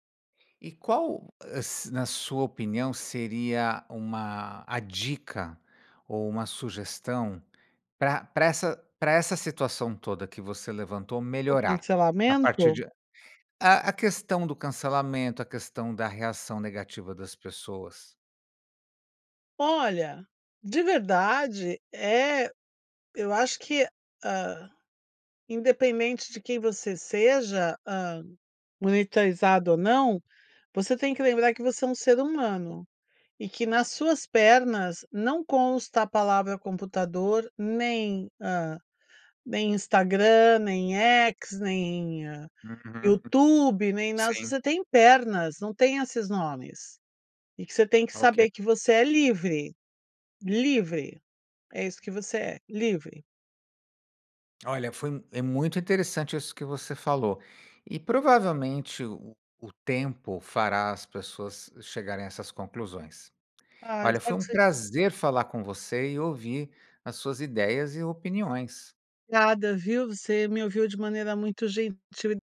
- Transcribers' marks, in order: tapping; "independentemente" said as "indepemente"
- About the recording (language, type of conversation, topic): Portuguese, podcast, O que você pensa sobre o cancelamento nas redes sociais?